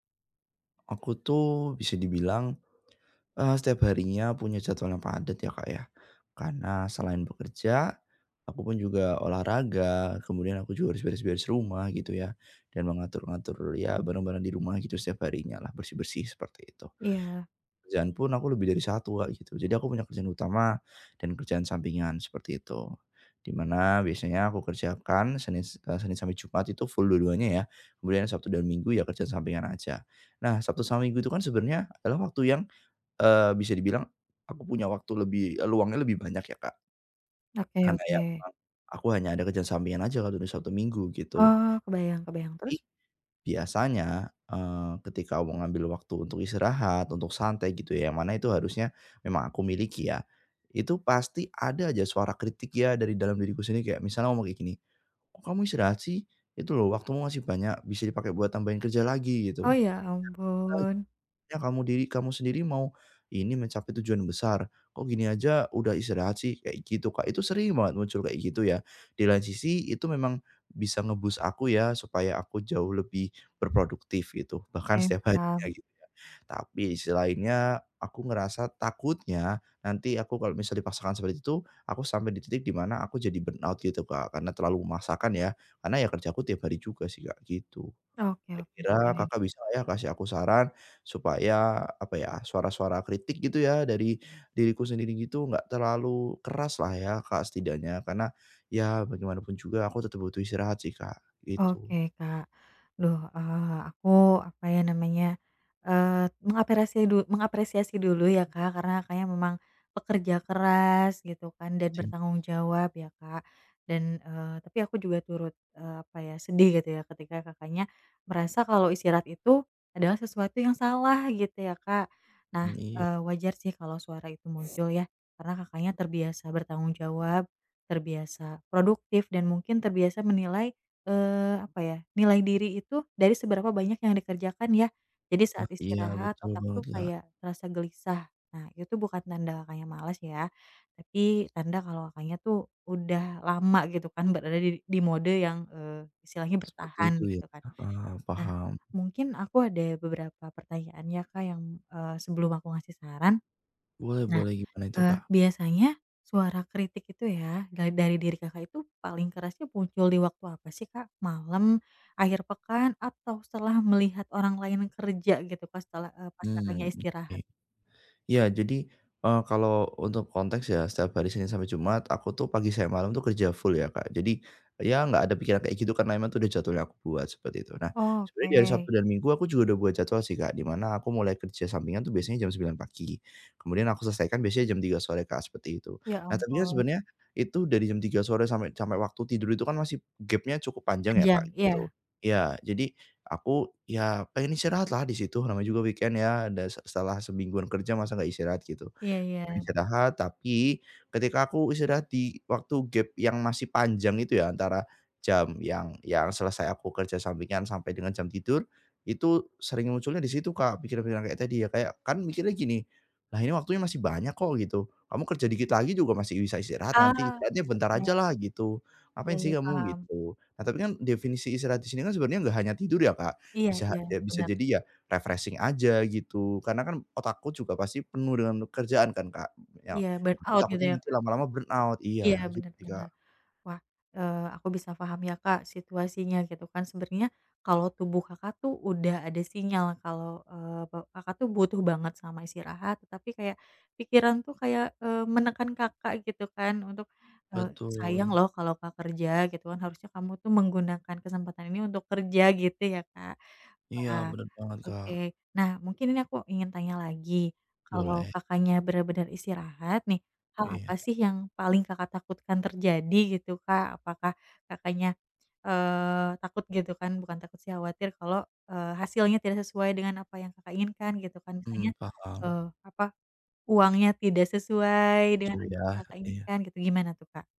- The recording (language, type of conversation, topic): Indonesian, advice, Bagaimana cara mengurangi suara kritik diri yang terus muncul?
- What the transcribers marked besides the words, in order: other background noise; unintelligible speech; in English: "nge-boost"; in English: "burnout"; unintelligible speech; in English: "weekend"; in English: "refreshing"; in English: "burnout"; in English: "burnout"